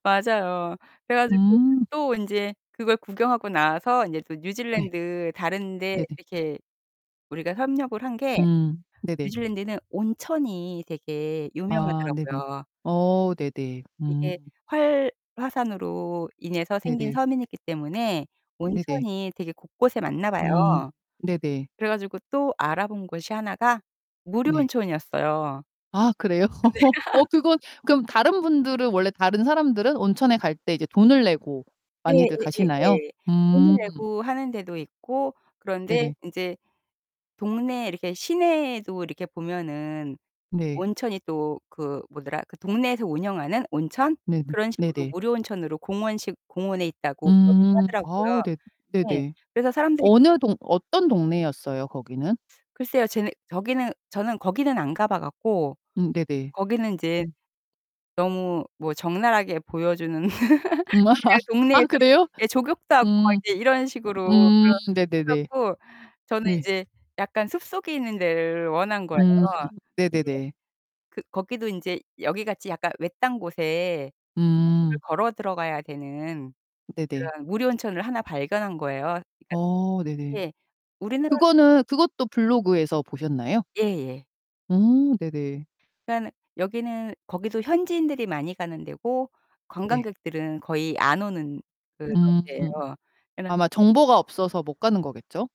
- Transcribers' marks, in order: "섬이기" said as "섬인이기"; distorted speech; laugh; tapping; teeth sucking; laugh; unintelligible speech; unintelligible speech
- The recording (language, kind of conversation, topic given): Korean, podcast, 여행 중에 우연히 발견한 숨은 장소에 대해 이야기해 주실 수 있나요?